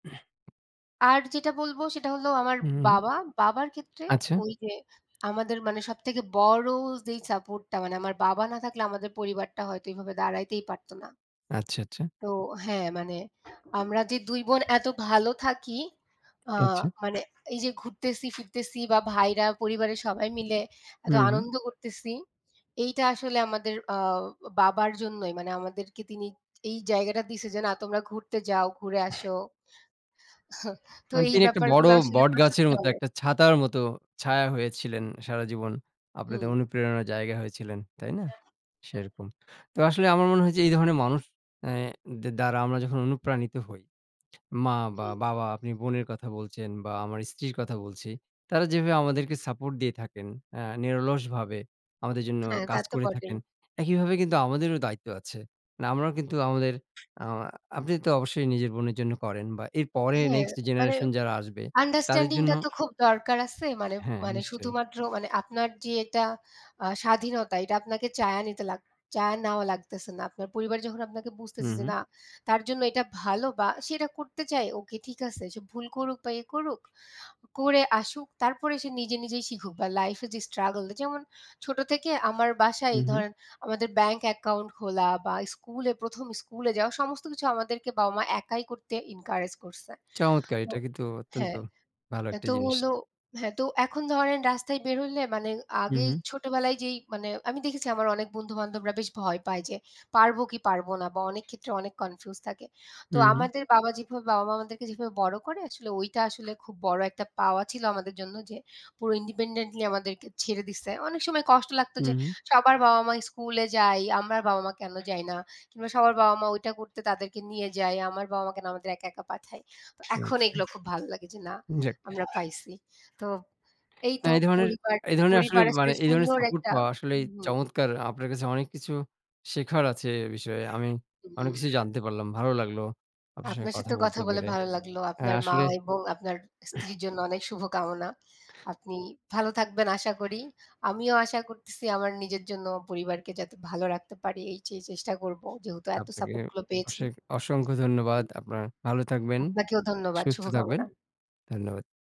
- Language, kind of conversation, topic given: Bengali, unstructured, আপনার পরিবারের মধ্যে কে আপনার সবচেয়ে বেশি সহায়তা করে, আর কেন?
- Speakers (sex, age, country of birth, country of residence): female, 25-29, Bangladesh, Bangladesh; male, 25-29, Bangladesh, Bangladesh
- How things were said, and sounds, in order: other noise; tapping; chuckle; other background noise; "চেয়ে" said as "চায়া"; "চেয়ে" said as "চায়া"; alarm; "সেই" said as "চেই"; unintelligible speech